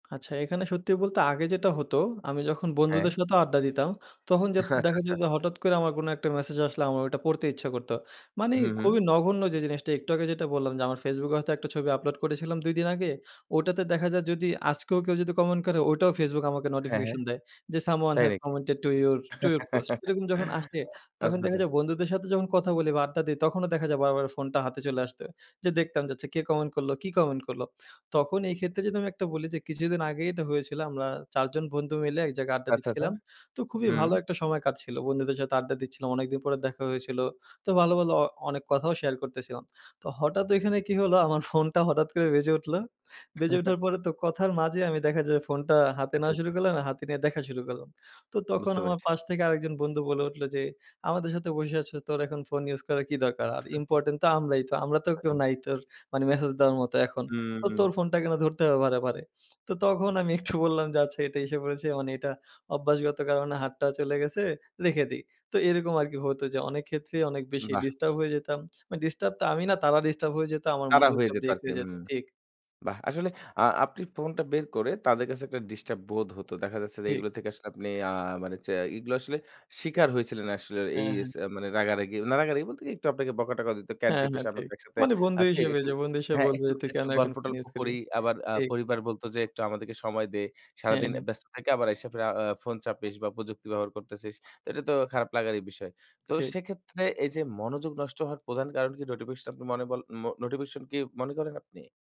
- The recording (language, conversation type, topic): Bengali, podcast, নোটিফিকেশন কমিয়ে দিলে আপনার সারাদিন মন কেমন থাকে—আপনার অভিজ্ঞতা কী?
- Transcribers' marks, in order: other background noise; laughing while speaking: "আচ্ছা"; in English: "Someone has commented to your to your post"; chuckle; laughing while speaking: "ফোনটা"; chuckle; chuckle; laughing while speaking: "একটু"